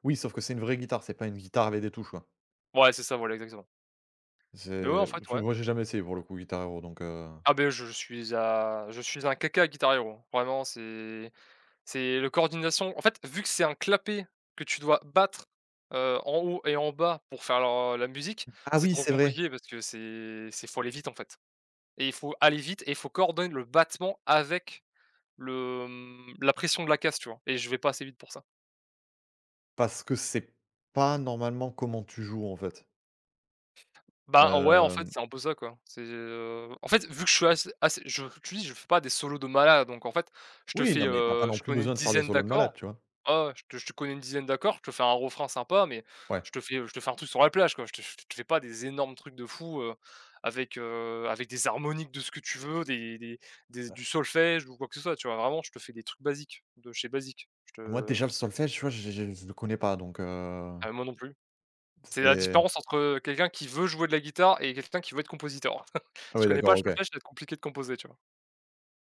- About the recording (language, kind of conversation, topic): French, unstructured, Comment la musique influence-t-elle ton humeur au quotidien ?
- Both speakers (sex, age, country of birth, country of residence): male, 20-24, France, France; male, 35-39, France, France
- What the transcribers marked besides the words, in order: other background noise; stressed: "avec"; stressed: "harmoniques"; stressed: "veut"; chuckle